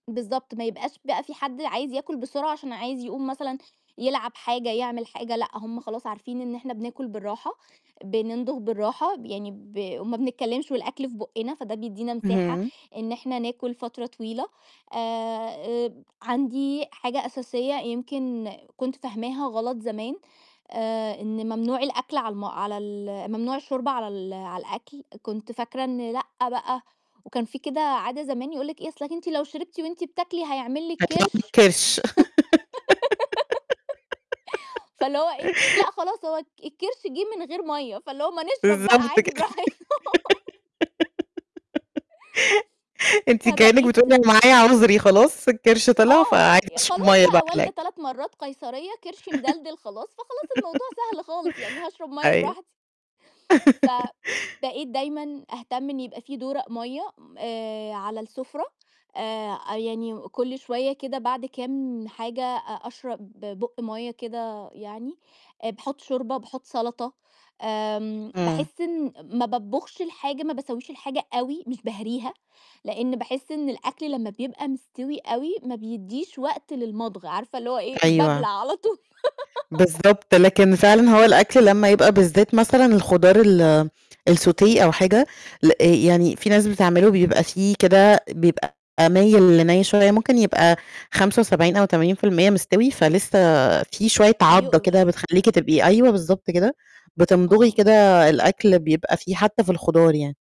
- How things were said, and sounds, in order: distorted speech; giggle; laughing while speaking: "بالضبط كده"; giggle; giggle; laugh; laughing while speaking: "بابلع على طول"; giggle
- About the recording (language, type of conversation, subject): Arabic, podcast, إزاي تدرّب نفسك تاكل على مهلك وتنتبه لإحساس الشبع؟